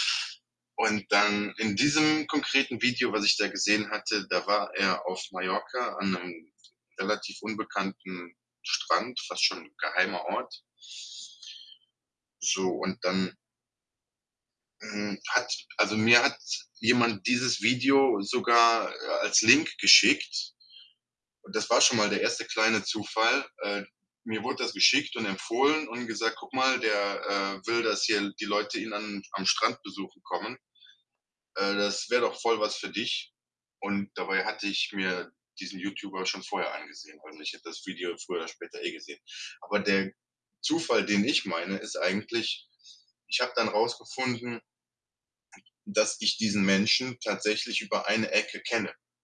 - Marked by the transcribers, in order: distorted speech; other background noise
- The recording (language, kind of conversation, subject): German, podcast, Kannst du von einem Zufall erzählen, der dein Leben verändert hat?